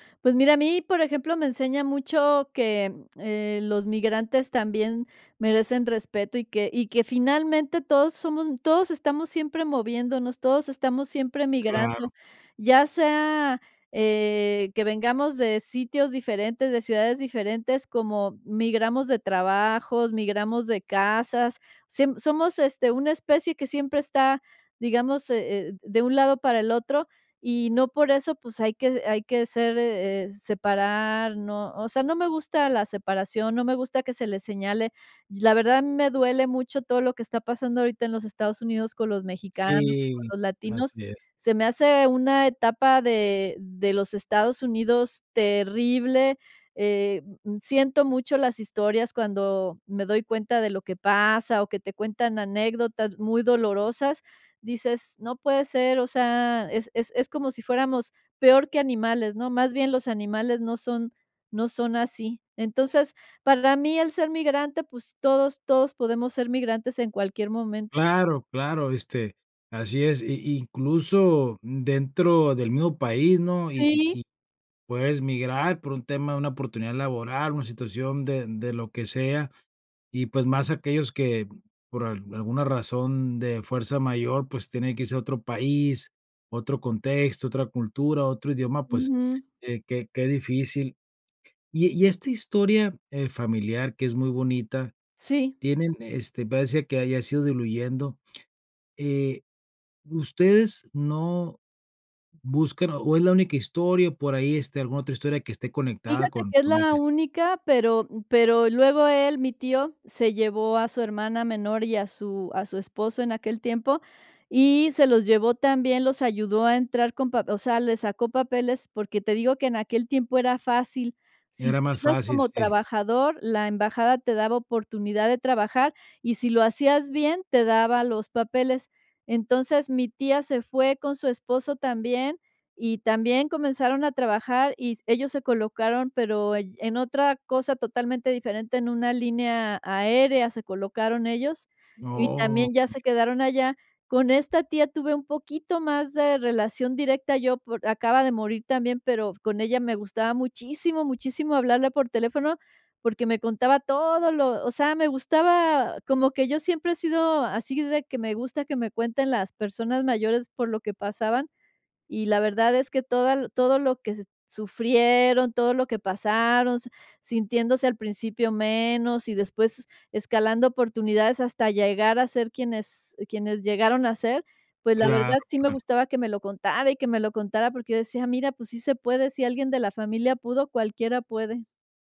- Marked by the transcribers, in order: other background noise
- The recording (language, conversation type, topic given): Spanish, podcast, ¿Qué historias de migración se cuentan en tu familia?